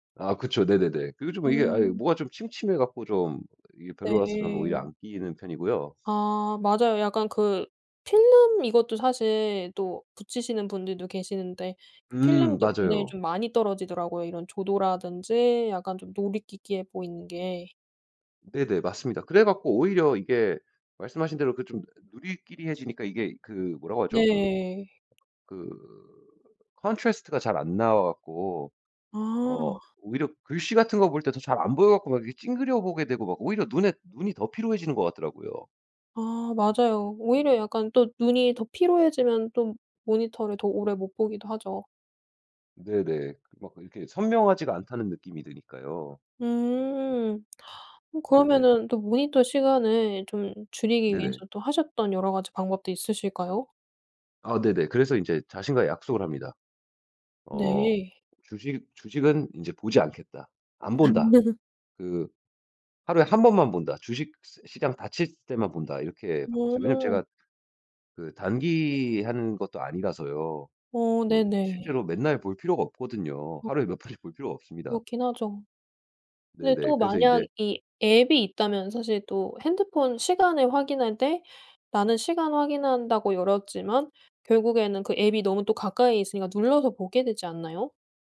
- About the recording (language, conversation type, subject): Korean, podcast, 화면 시간을 줄이려면 어떤 방법을 추천하시나요?
- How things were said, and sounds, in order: other background noise; "누리끼리해" said as "누리끼끼해"; put-on voice: "contrast가"; in English: "contrast가"; laugh